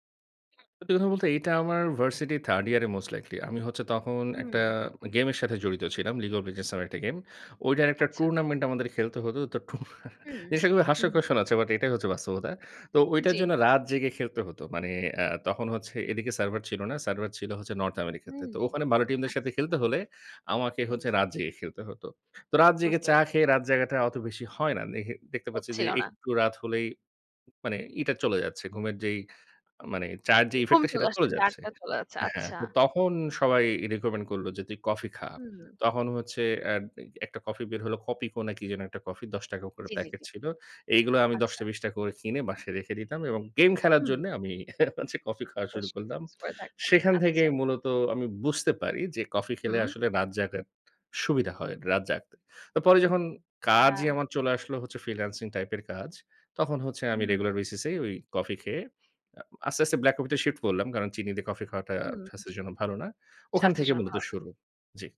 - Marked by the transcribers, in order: other noise; in English: "ভার্সিটি থার্ড ইয়ারে মোস্ট লাইকলি"; "টুর্নামেন্ট" said as "টুর্না"; scoff; in English: "সার্ভার"; in English: "সার্ভার"; tapping; in English: "ইফেক্ট"; in English: "রিকমেন্ড"; other background noise; laughing while speaking: "আমি হচ্ছে, কফি খাওয়া শুরু করলাম"; in English: "রেগুলার বেসিস"
- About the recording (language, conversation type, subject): Bengali, podcast, চা বা কফি নিয়ে আপনার কোনো ছোট্ট রুটিন আছে?